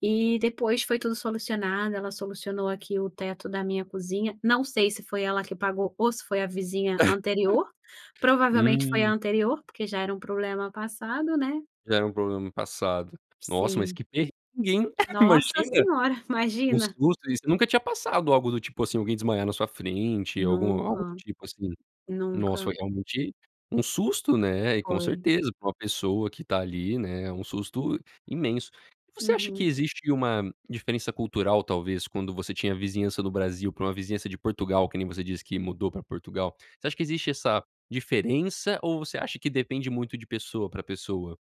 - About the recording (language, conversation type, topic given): Portuguese, podcast, Qual é a importância da vizinhança para você?
- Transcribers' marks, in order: chuckle; chuckle